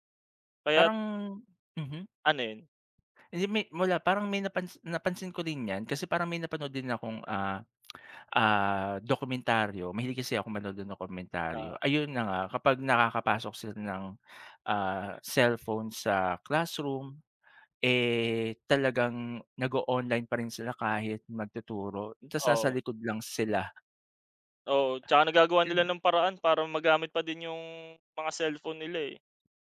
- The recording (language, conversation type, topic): Filipino, unstructured, Bakit kaya maraming kabataan ang nawawalan ng interes sa pag-aaral?
- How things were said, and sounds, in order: tapping